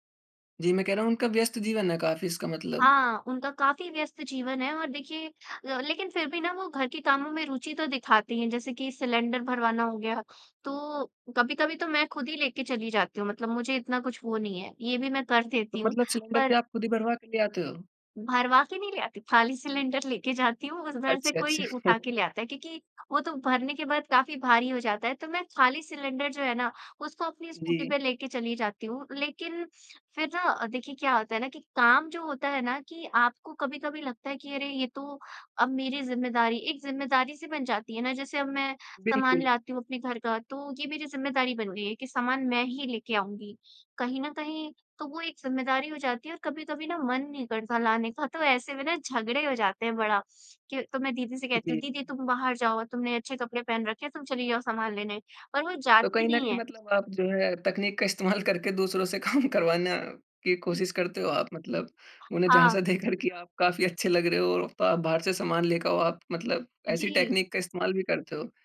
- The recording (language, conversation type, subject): Hindi, podcast, घर में काम बाँटने का आपका तरीका क्या है?
- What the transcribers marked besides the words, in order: laughing while speaking: "अच्छा, अच्छा"; chuckle; laughing while speaking: "इस्तेमाल करके दूसरों से काम करवाना"; other background noise; laughing while speaking: "देकर की आप"; in English: "टेक्निक"